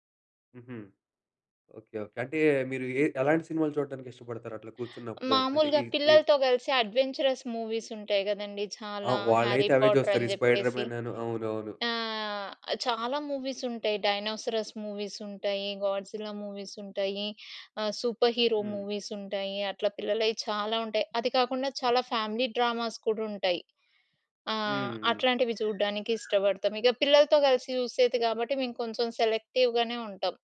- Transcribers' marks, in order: other background noise; in English: "అడ్వెంచరస్ మూవీస్"; in English: "స్పైడర్ మ్యాన్"; in English: "మూవీస్"; in English: "డైనోసారస్ మూవీస్"; in English: "గాడ్‌జిల్లా మూవీస్"; in English: "సూపర్ హీరో మూవీస్"; in English: "ఫ్యామిలీ డ్రామాస్"; in English: "సెలెక్టివ్‌గానే"
- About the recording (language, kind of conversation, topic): Telugu, podcast, మీ కుటుంబంతో కలిసి విశ్రాంతి పొందడానికి మీరు ఏ విధానాలు పాటిస్తారు?